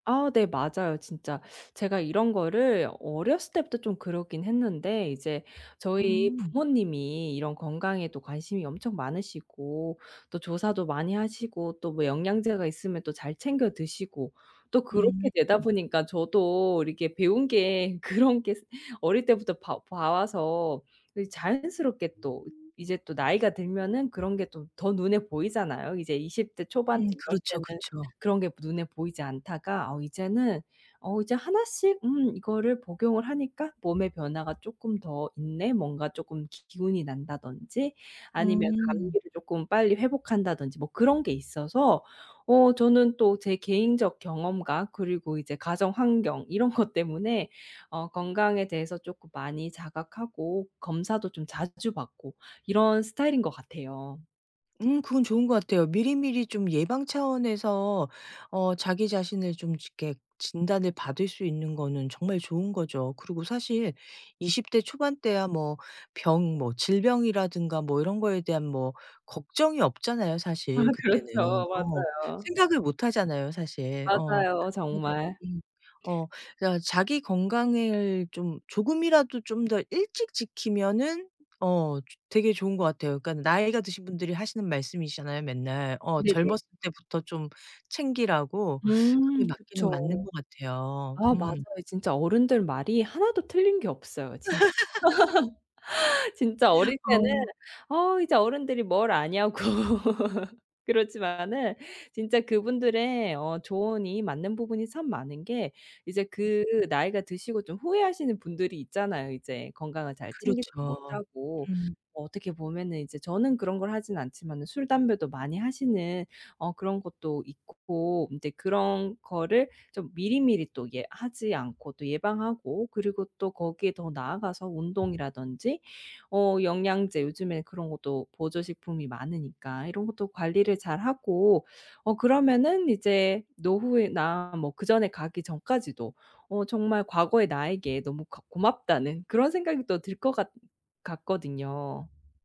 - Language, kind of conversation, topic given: Korean, advice, 건강 문제 진단 후 생활습관을 어떻게 바꾸고 계시며, 앞으로 어떤 점이 가장 불안하신가요?
- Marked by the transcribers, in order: laughing while speaking: "그런 게"; other background noise; laughing while speaking: "이런 것"; tapping; laughing while speaking: "아, 그렇죠"; laugh; laughing while speaking: "아냐고"; laugh